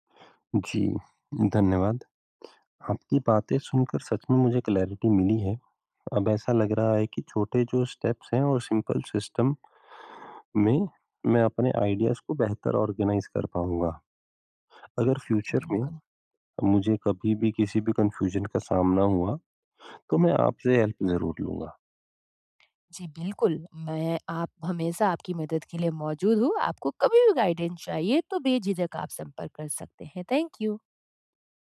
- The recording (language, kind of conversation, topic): Hindi, advice, मैं अपनी रचनात्मक टिप्पणियाँ और विचार व्यवस्थित रूप से कैसे रख सकता/सकती हूँ?
- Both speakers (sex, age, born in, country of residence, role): female, 30-34, India, India, advisor; male, 30-34, India, India, user
- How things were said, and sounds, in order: in English: "क्लैरिटी"; in English: "स्टेप्स"; in English: "सिंपल सिस्टम"; in English: "आइडियाज़"; in English: "ऑर्गनाइज़"; in English: "फ्यूचर"; in English: "कन्फ्यूजन"; in English: "हेल्प"; in English: "गाइडेन्स"; in English: "थैंक यू"